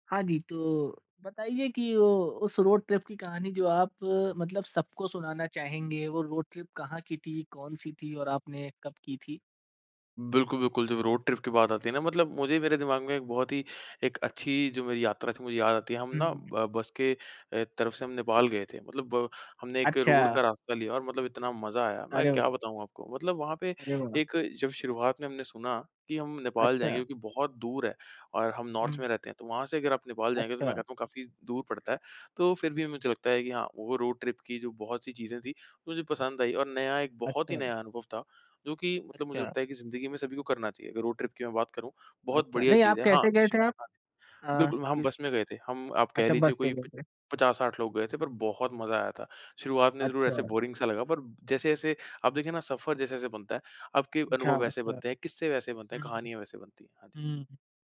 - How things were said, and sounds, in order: in English: "ट्रिप"; in English: "ट्रिप"; in English: "ट्रिप"; in English: "नॉर्थ"; in English: "ट्रिप"; in English: "ट्रिप"; in English: "बोरिंग"
- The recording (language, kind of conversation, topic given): Hindi, podcast, आप किस रोड ट्रिप की कहानी सबको ज़रूर सुनाना चाहेंगे?